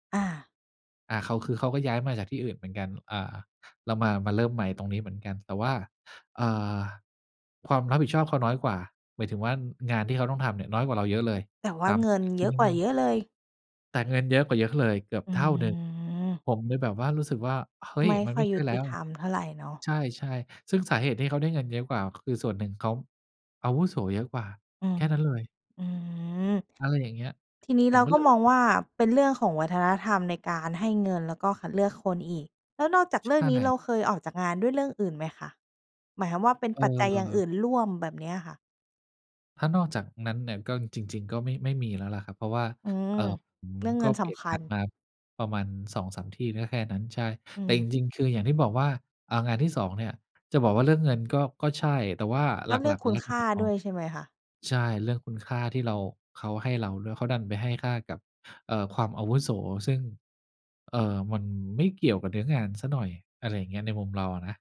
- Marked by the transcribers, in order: unintelligible speech
- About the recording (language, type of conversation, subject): Thai, podcast, ถ้าคิดจะเปลี่ยนงาน ควรเริ่มจากตรงไหนดี?